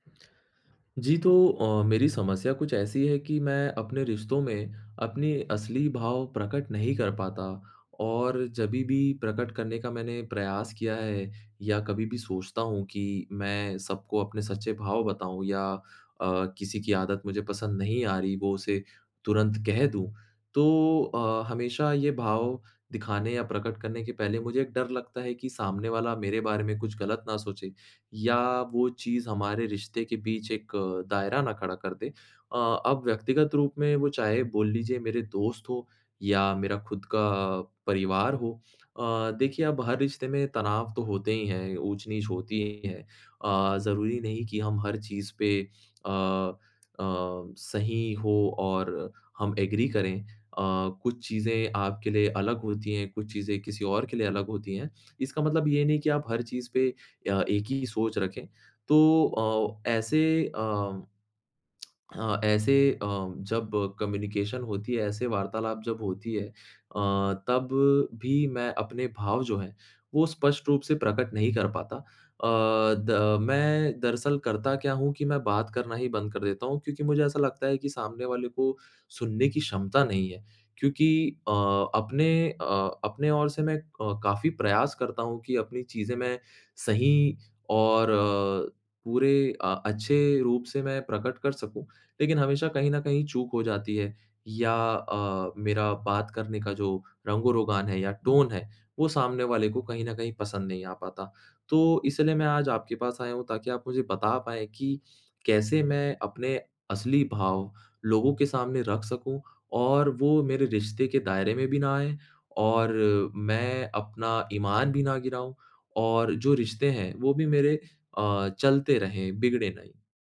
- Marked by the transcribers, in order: in English: "एग्री"; tongue click; in English: "कम्युनिकेशन"; in English: "टोन"
- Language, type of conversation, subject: Hindi, advice, रिश्ते में अपनी सच्ची भावनाएँ सामने रखने से आपको डर क्यों लगता है?